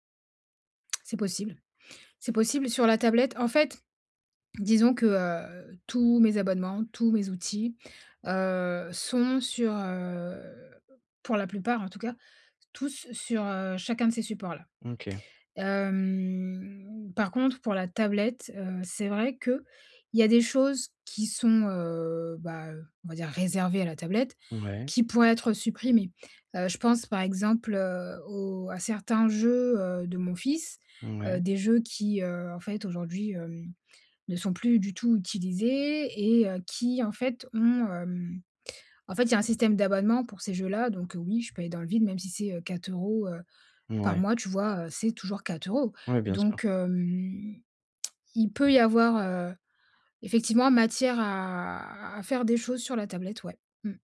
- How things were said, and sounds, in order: tongue click; drawn out: "heu"; drawn out: "Hem"; drawn out: "heu"; stressed: "réservées"; other background noise; tongue click
- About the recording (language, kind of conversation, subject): French, advice, Comment puis-je simplifier mes appareils et mes comptes numériques pour alléger mon quotidien ?